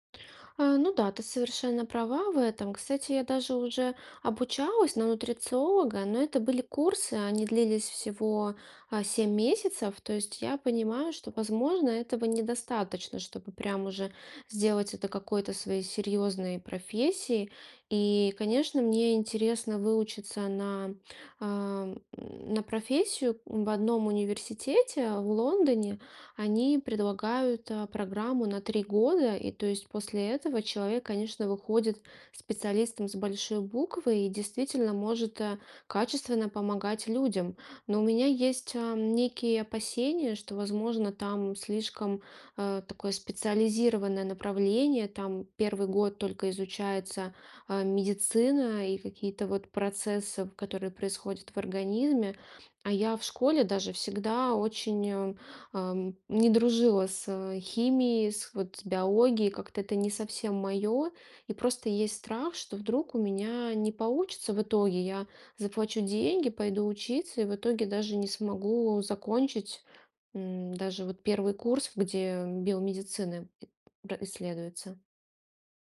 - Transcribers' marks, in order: none
- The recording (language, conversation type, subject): Russian, advice, Как вы планируете сменить карьеру или профессию в зрелом возрасте?
- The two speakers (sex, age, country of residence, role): female, 35-39, Estonia, user; female, 40-44, United States, advisor